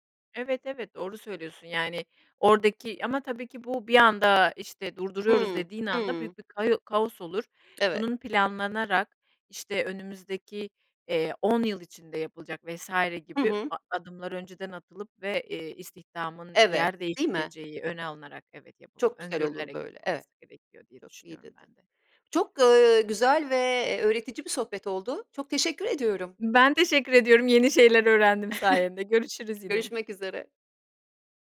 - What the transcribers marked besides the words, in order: other background noise; chuckle
- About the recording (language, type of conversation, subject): Turkish, podcast, Sürdürülebilir moda hakkında ne düşünüyorsun?